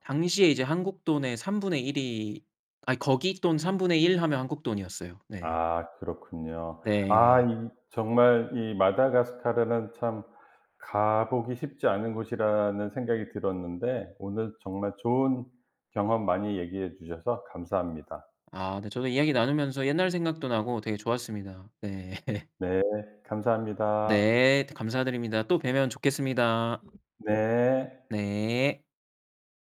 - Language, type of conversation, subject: Korean, podcast, 가장 기억에 남는 여행 경험을 이야기해 주실 수 있나요?
- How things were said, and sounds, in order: laugh; other background noise